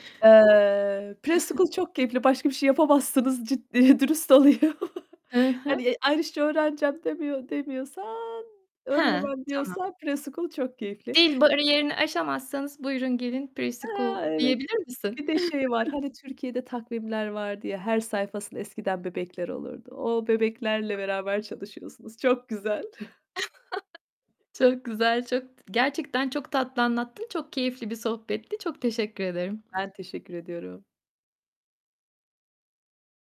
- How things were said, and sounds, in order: other background noise; in English: "preschool"; chuckle; laughing while speaking: "olayım"; chuckle; in English: "Irish'ce"; distorted speech; in English: "preschool"; in English: "preschool"; tapping; chuckle; chuckle
- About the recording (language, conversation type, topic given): Turkish, podcast, İlk kez “gerçekten başardım” dediğin bir anın var mı?